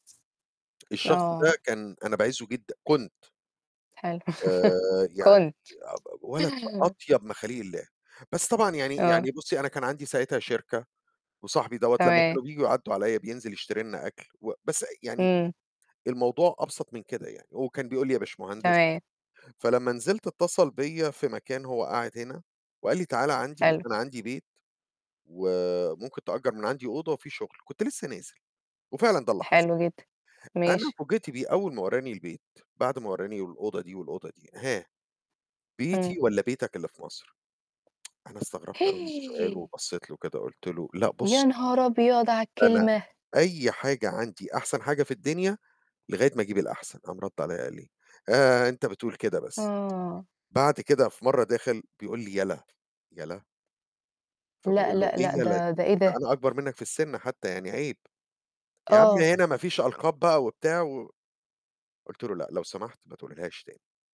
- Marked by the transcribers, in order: tapping; static; laugh; tsk; gasp
- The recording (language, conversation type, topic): Arabic, unstructured, هل عمرك حسّيت بالخذلان من صاحب قريب منك؟